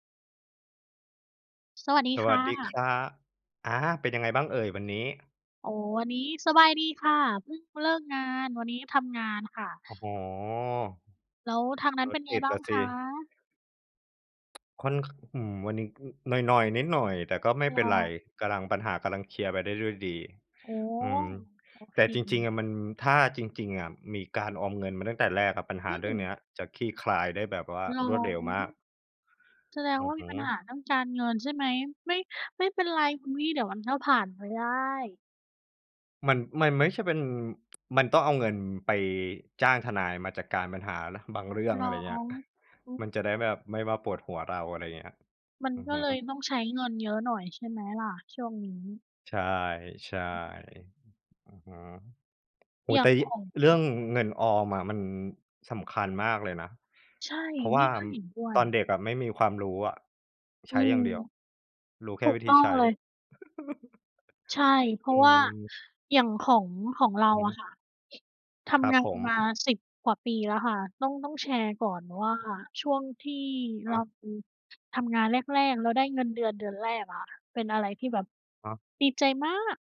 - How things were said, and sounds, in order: tapping; other noise; chuckle; swallow
- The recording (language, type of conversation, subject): Thai, unstructured, เงินออมคืออะไร และทำไมเราควรเริ่มออมเงินตั้งแต่เด็ก?